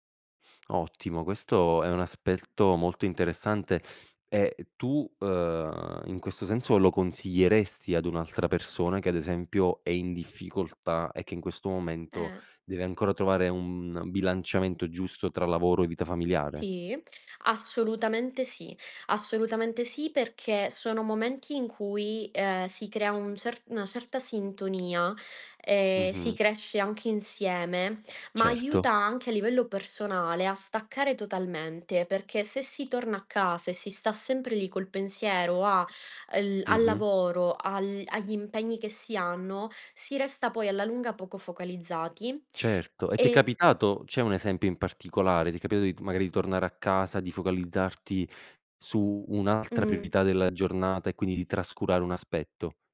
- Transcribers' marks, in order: sniff
- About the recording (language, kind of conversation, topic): Italian, podcast, Come bilanci lavoro e vita familiare nelle giornate piene?